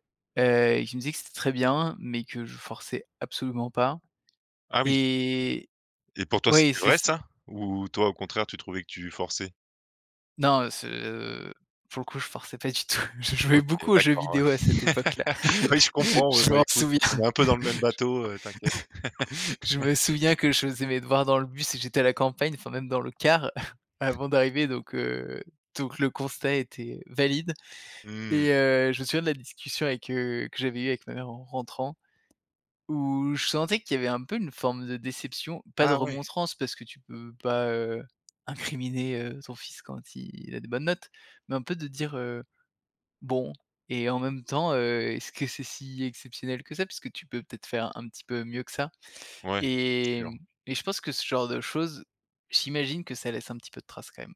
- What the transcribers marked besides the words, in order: drawn out: "et"; chuckle; laugh; tapping; laugh; other background noise; laughing while speaking: "Je m'en souviens. J"; chuckle; laugh; stressed: "car"; chuckle
- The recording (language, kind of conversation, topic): French, podcast, Quelles attentes tes parents avaient-ils pour toi ?